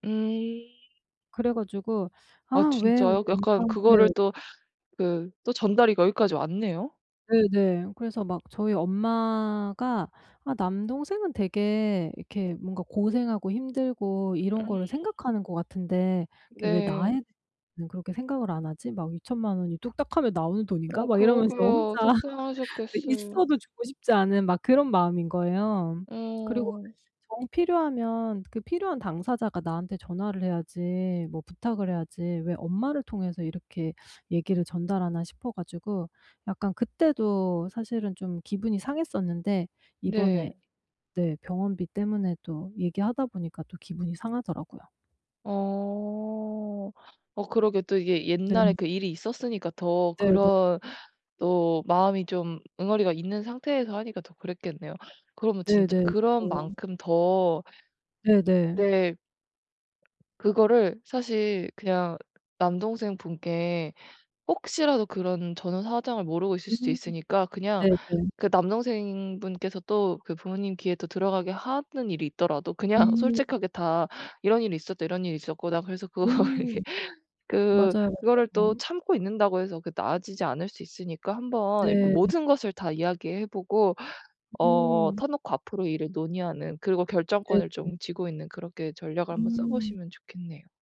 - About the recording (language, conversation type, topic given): Korean, advice, 돈 문제로 갈등이 생겼을 때 어떻게 평화롭게 해결할 수 있나요?
- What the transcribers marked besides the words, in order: laughing while speaking: "혼자"; laugh; laughing while speaking: "그냥"; laughing while speaking: "그거를 이렇게"; "맞아요" said as "맞아용"